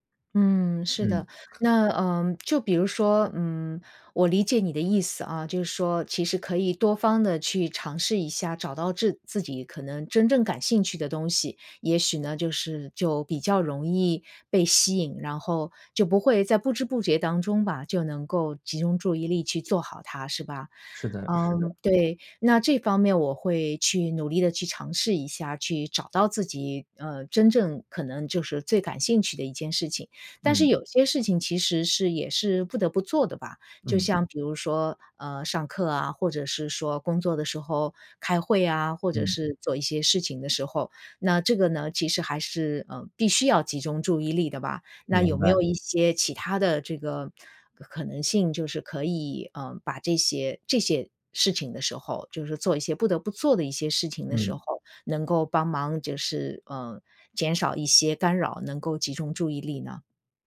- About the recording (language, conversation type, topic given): Chinese, advice, 开会或学习时我经常走神，怎么才能更专注？
- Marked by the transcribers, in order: other background noise